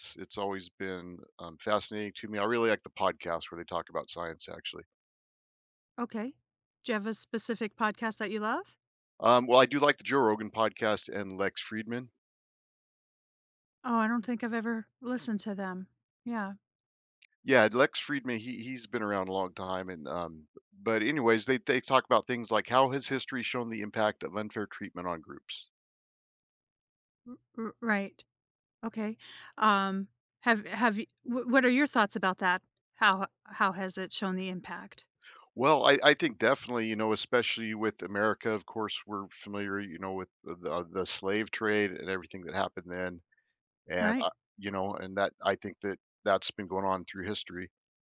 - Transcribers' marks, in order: none
- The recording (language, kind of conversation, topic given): English, unstructured, How has history shown unfair treatment's impact on groups?
- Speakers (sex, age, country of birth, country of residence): female, 50-54, United States, United States; male, 55-59, United States, United States